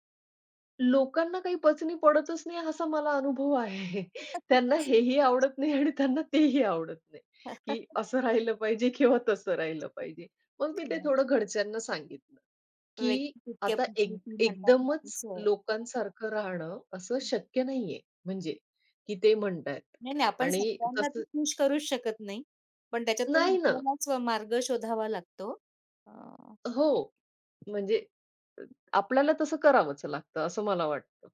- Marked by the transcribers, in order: tapping; unintelligible speech; other background noise; laughing while speaking: "आहे"; chuckle; unintelligible speech
- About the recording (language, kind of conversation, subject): Marathi, podcast, कुटुंबातील अपेक्षा बदलत असताना तुम्ही ते कसे जुळवून घेतले?